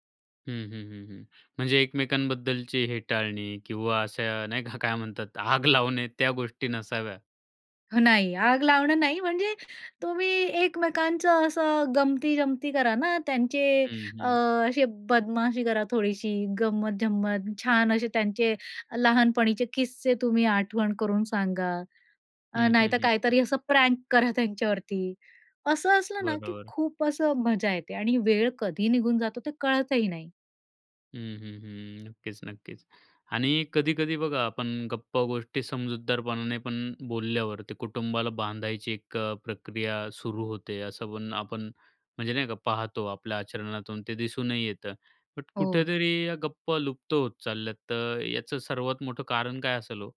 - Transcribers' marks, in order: laughing while speaking: "का, काय म्हणतात, आग लावणे"; in English: "प्रँक"; other background noise
- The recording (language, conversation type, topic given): Marathi, podcast, तुमच्या घरात किस्से आणि गप्पा साधारणपणे केव्हा रंगतात?